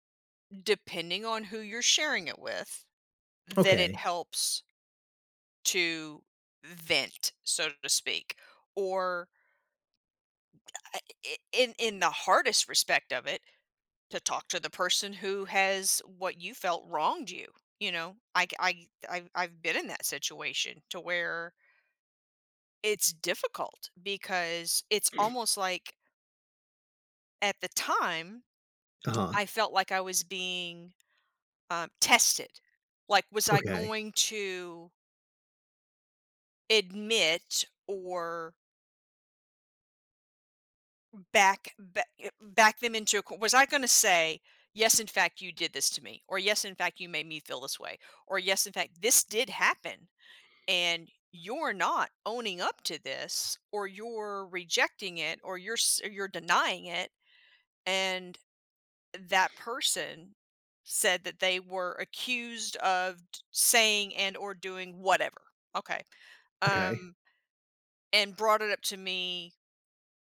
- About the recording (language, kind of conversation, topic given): English, unstructured, Does talking about feelings help mental health?
- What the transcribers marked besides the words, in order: sneeze